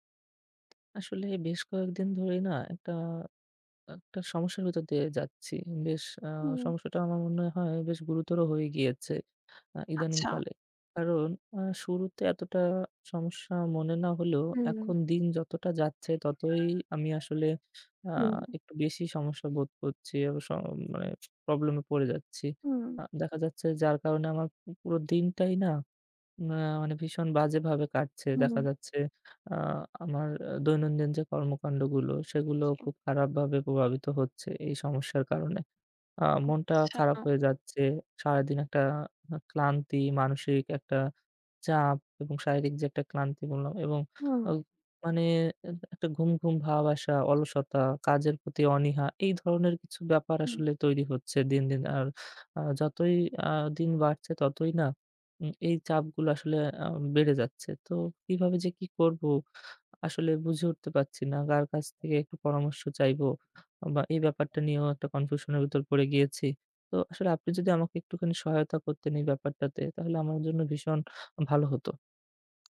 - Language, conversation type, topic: Bengali, advice, দুপুরের ঘুমানোর অভ্যাস কি রাতের ঘুমে বিঘ্ন ঘটাচ্ছে?
- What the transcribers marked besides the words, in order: other background noise; alarm; unintelligible speech; tapping